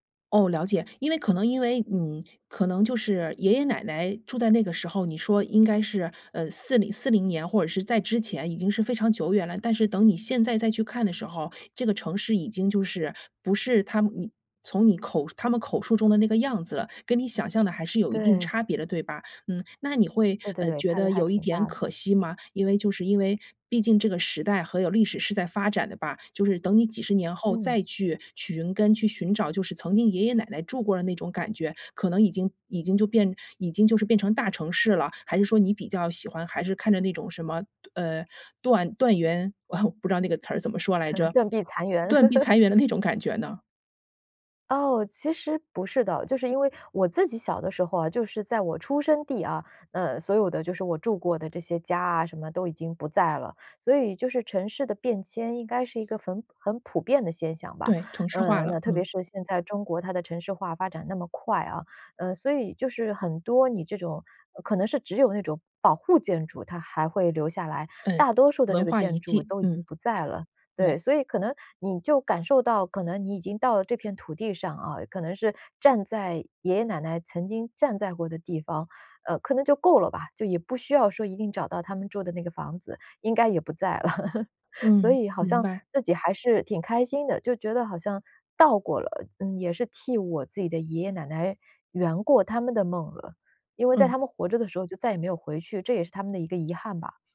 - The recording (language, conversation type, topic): Chinese, podcast, 你曾去过自己的祖籍地吗？那次经历给你留下了怎样的感受？
- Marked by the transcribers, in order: "还" said as "和"; chuckle; laugh; "很" said as "坟"; laugh; other background noise